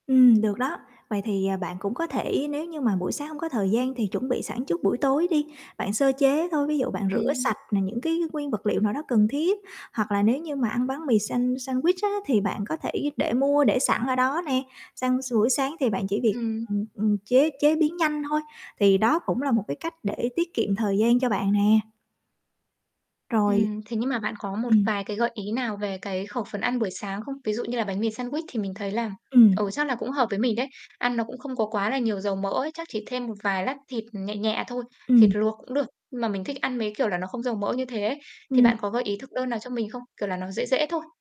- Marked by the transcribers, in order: static; "buổi" said as "suổi"; other background noise
- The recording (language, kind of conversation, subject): Vietnamese, advice, Vì sao bạn thường xuyên bỏ bữa sáng và chưa có thói quen ăn uống đều đặn?
- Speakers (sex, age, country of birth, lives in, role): female, 25-29, Vietnam, Vietnam, user; female, 35-39, Vietnam, Vietnam, advisor